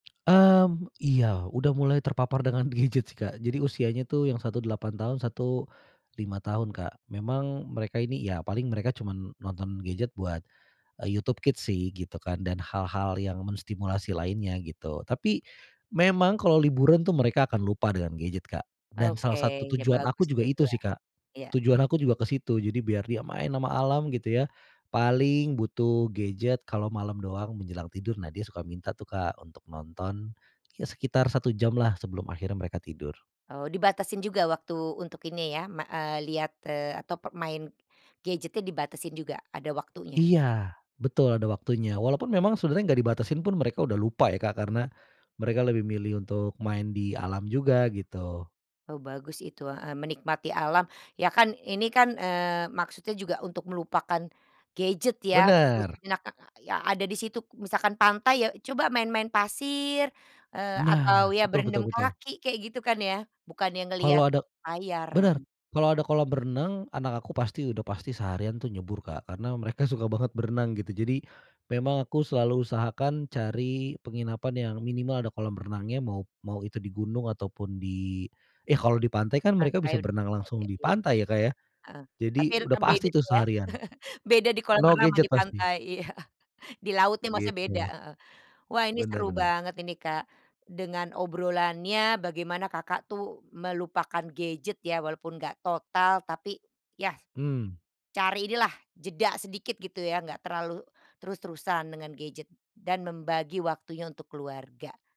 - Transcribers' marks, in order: other background noise; chuckle; laughing while speaking: "iya"
- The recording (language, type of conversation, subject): Indonesian, podcast, Bagaimana cara kamu menyingkirkan gawai dan benar-benar hadir menikmati alam?